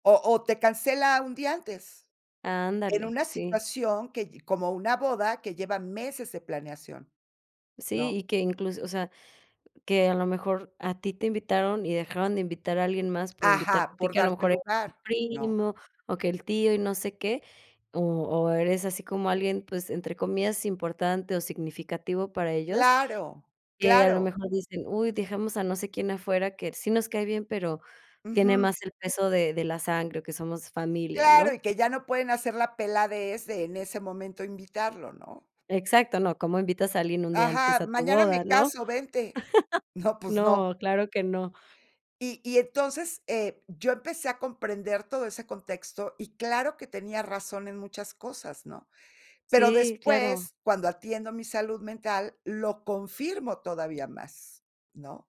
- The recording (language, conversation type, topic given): Spanish, podcast, ¿Cómo decides cuándo decir no a tareas extra?
- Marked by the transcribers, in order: other background noise; laugh